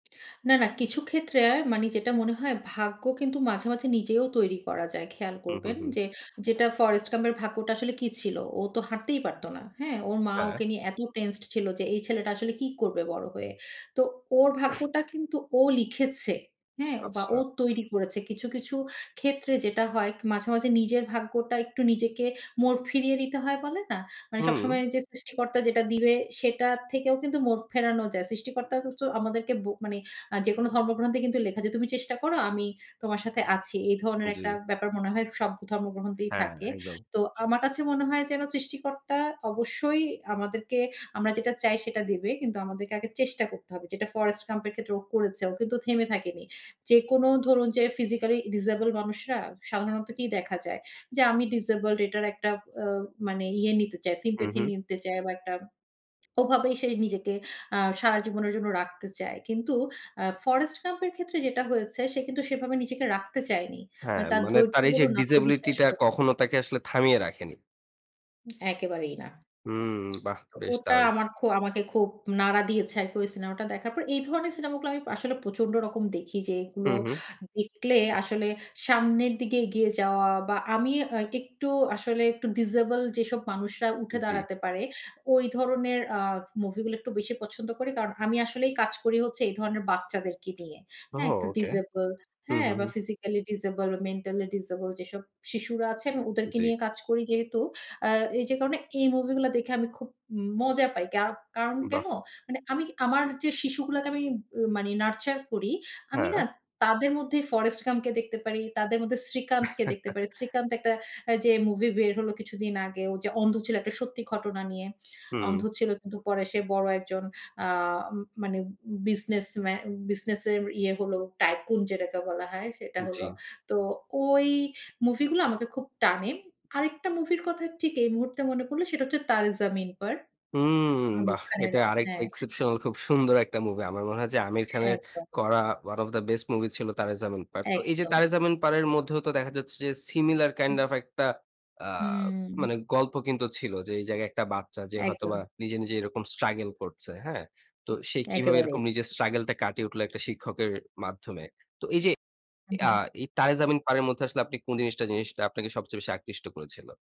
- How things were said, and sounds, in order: other background noise; "ধর্মগ্রন্থেই" said as "ধর্গ্রমহন্তেই"; horn; in English: "sympathy"; in English: "disability"; tongue click; laugh; in English: "tycoon"; in English: "exceptional"; tapping
- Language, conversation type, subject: Bengali, podcast, কোন সিনেমাটি তুমি বারবার দেখতে ভালোবাসো, আর কেন?